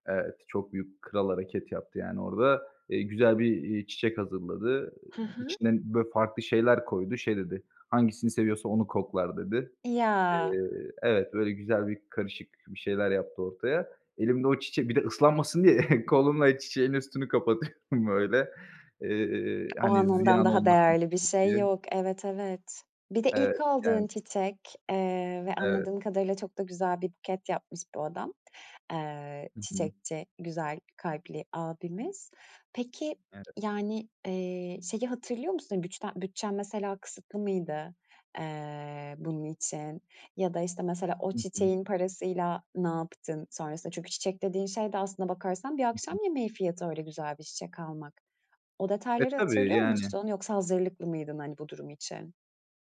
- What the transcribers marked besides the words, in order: chuckle; laughing while speaking: "kolumla"; laughing while speaking: "kapatıyorum"; chuckle; tapping; other background noise
- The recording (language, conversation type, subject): Turkish, podcast, İlk âşık olduğun zamanı hatırlatan bir şarkı var mı?